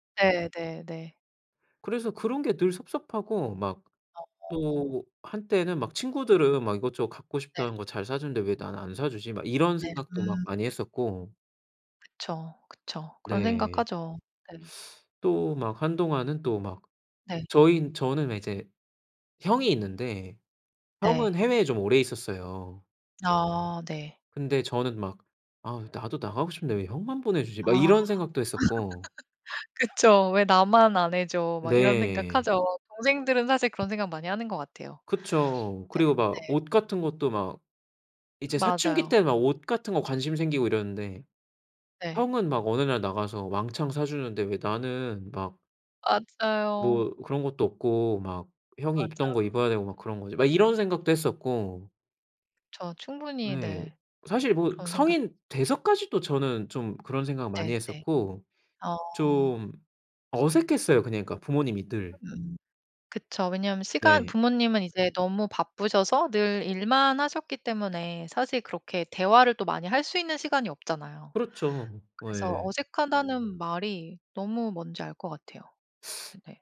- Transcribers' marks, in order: tapping; laugh
- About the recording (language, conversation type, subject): Korean, podcast, 가족 관계에서 깨달은 중요한 사실이 있나요?